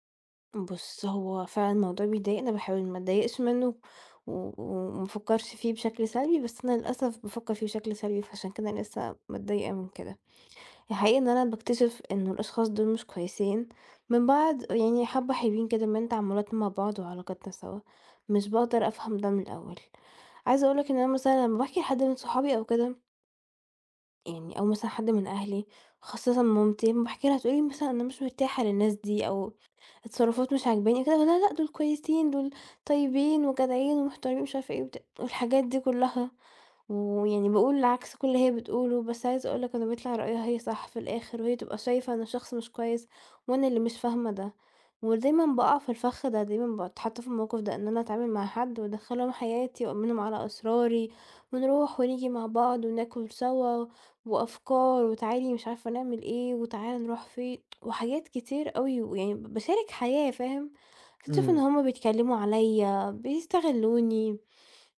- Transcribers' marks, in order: tsk
- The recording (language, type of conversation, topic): Arabic, advice, ليه بقبل أدخل في علاقات مُتعبة تاني وتالت؟